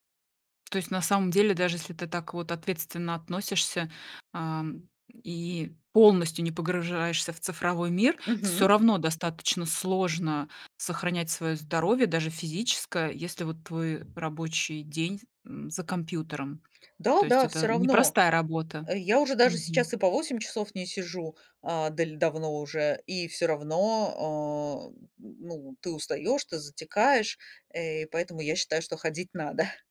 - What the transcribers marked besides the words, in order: other background noise; laughing while speaking: "надо"
- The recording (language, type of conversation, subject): Russian, podcast, Что для тебя значит цифровой детокс и как ты его проводишь?